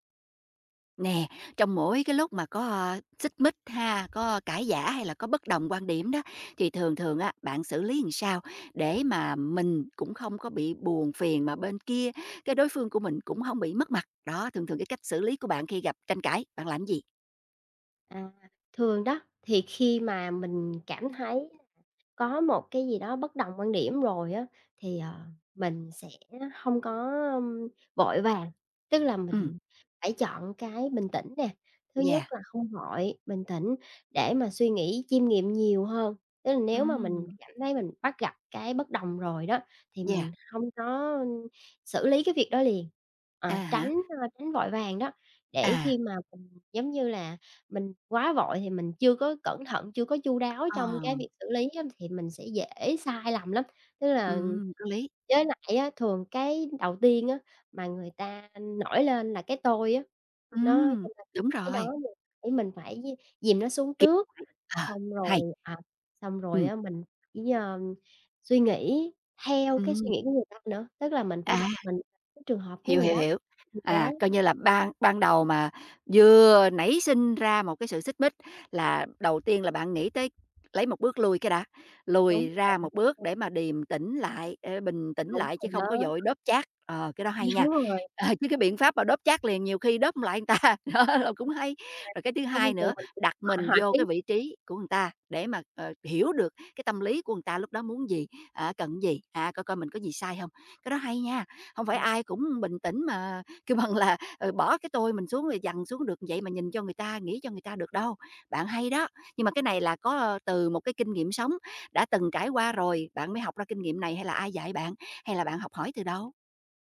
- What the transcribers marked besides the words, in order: "làm" said as "ừn"; tapping; other background noise; unintelligible speech; laughing while speaking: "Ờ"; laughing while speaking: "Đúng"; "người" said as "ừn"; laughing while speaking: "ta, đó"; unintelligible speech; "người" said as "ừn"; "người" said as "ừn"; laughing while speaking: "kêu bằng là"
- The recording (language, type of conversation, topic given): Vietnamese, podcast, Làm thế nào để bày tỏ ý kiến trái chiều mà vẫn tôn trọng?